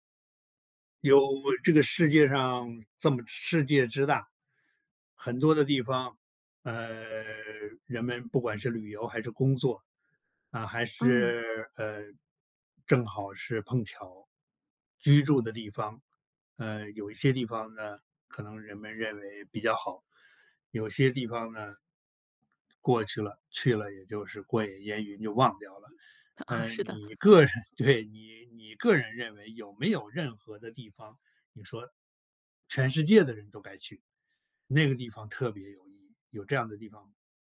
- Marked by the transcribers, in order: other background noise; laughing while speaking: "对"
- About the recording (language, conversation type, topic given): Chinese, podcast, 你觉得有哪些很有意义的地方是每个人都应该去一次的？